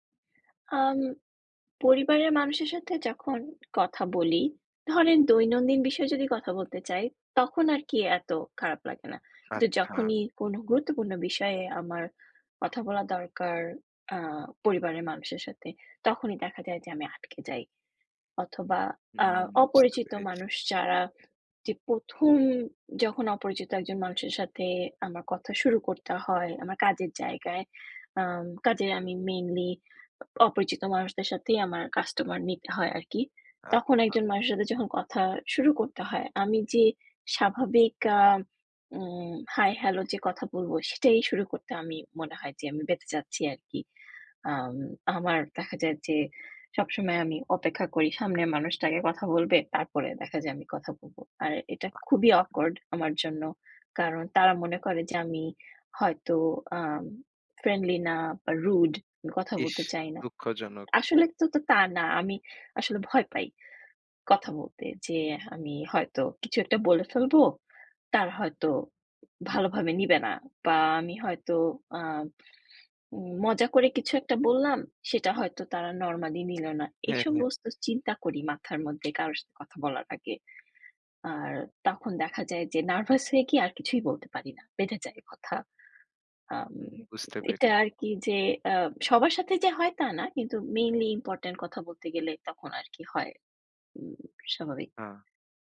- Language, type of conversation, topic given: Bengali, advice, উপস্থাপনার সময় ভয় ও উত্তেজনা কীভাবে কমিয়ে আত্মবিশ্বাস বাড়াতে পারি?
- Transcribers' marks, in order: other background noise; tapping; in English: "অকওয়ার্ড"